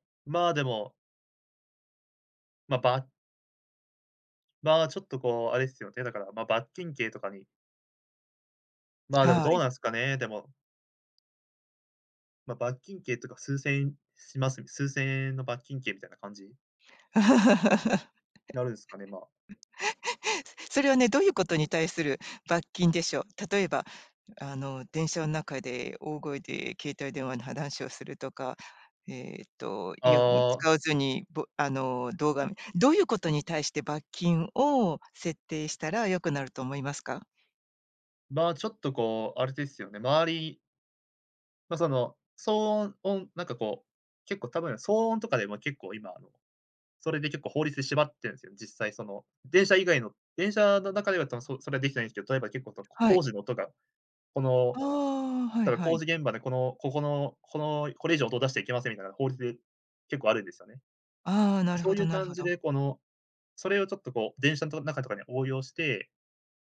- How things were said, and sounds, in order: laugh
- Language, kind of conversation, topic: Japanese, podcast, 電車内でのスマホの利用マナーで、あなたが気になることは何ですか？